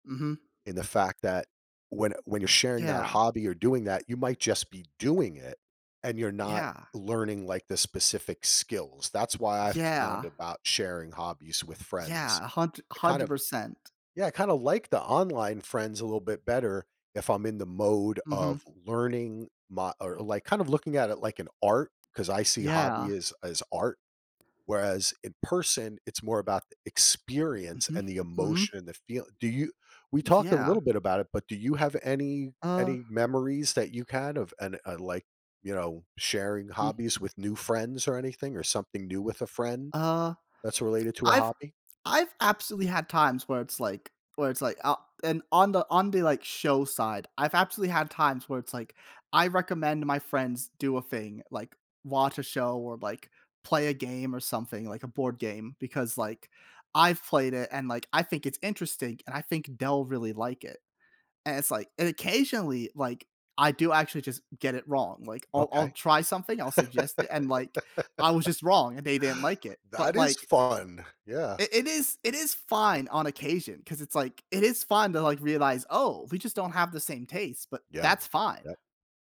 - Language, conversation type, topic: English, unstructured, How does sharing a hobby with friends change the experience?
- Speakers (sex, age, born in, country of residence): male, 25-29, United States, United States; male, 50-54, United States, United States
- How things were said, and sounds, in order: tapping; other background noise; laugh